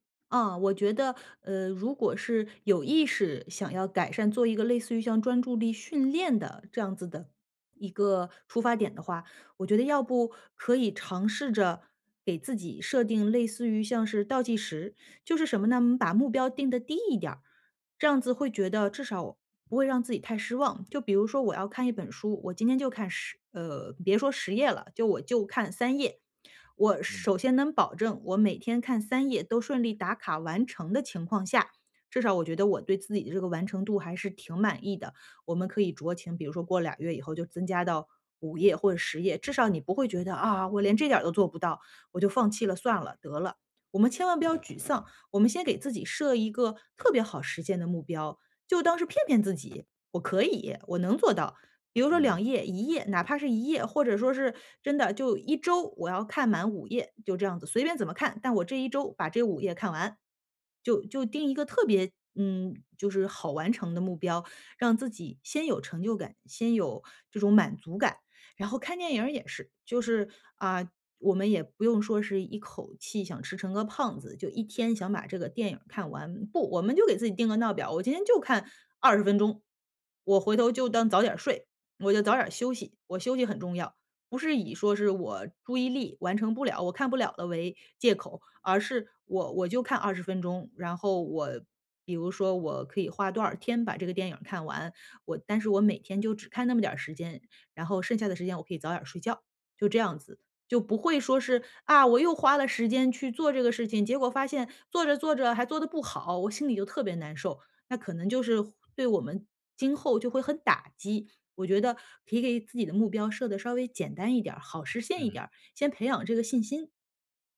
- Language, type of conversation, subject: Chinese, advice, 看电影或听音乐时总是走神怎么办？
- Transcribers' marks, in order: none